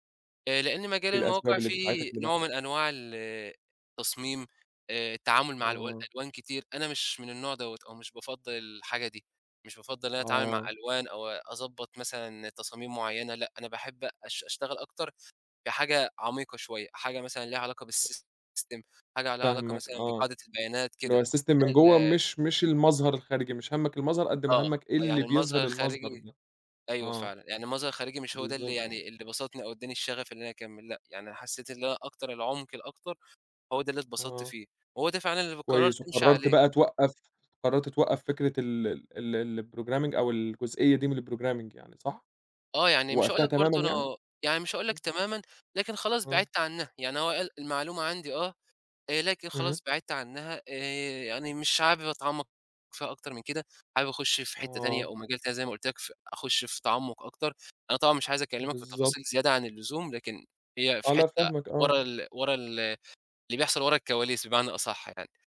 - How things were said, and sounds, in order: in English: "بالSystem"; in English: "الSystem"; in English: "الprogramming"; in English: "الprogramming"
- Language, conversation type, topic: Arabic, podcast, إيه أكتر حاجة بتفرّحك لما تتعلّم حاجة جديدة؟